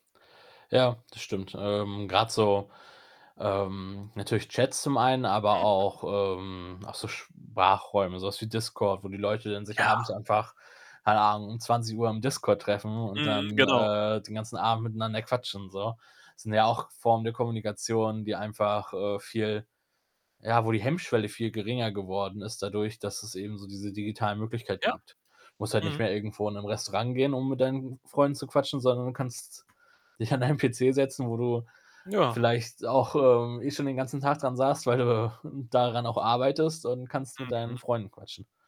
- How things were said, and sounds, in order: other background noise; distorted speech; static
- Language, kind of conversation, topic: German, unstructured, Wie stellst du dir die Zukunft der Kommunikation vor?